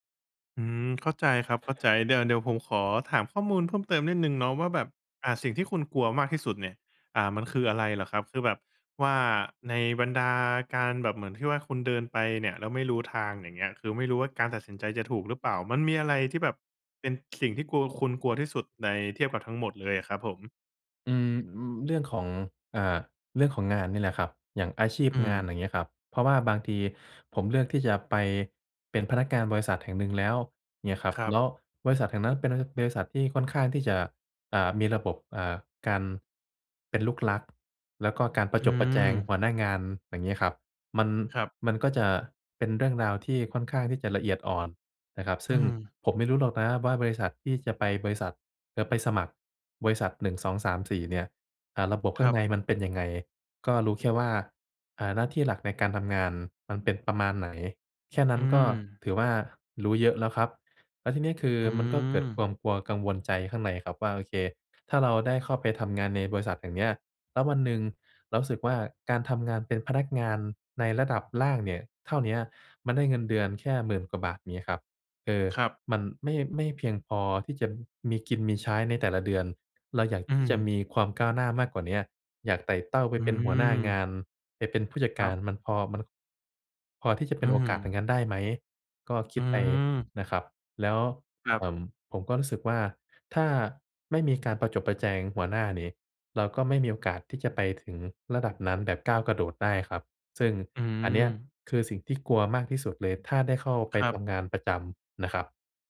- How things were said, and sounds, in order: none
- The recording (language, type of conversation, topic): Thai, advice, คุณกลัวอนาคตที่ไม่แน่นอนและไม่รู้ว่าจะทำอย่างไรดีใช่ไหม?